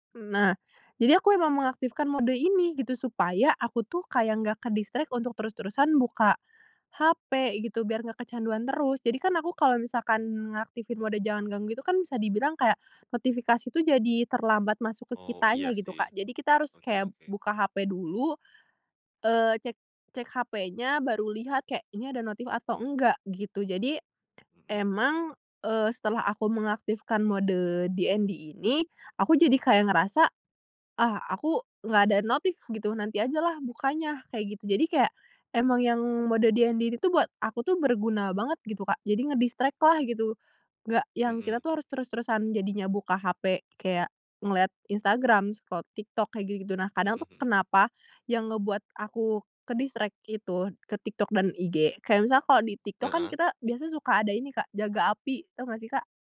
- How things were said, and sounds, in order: in English: "ke-distract"; put-on voice: "DND"; put-on voice: "DND"; in English: "nge-distract"; in English: "scroll"; in English: "ke-distract"
- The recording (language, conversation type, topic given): Indonesian, podcast, Apa kegiatan yang selalu bikin kamu lupa waktu?